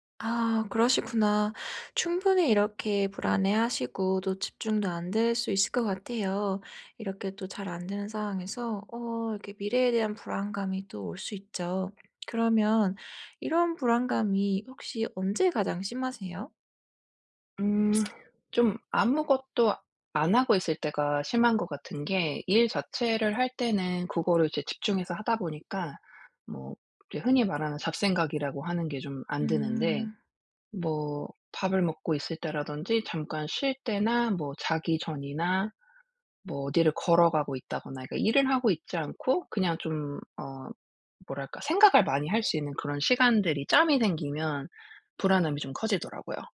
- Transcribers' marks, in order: other background noise
- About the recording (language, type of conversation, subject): Korean, advice, 집에서 쉬는 동안 불안하고 산만해서 영화·음악·책을 즐기기 어려울 때 어떻게 하면 좋을까요?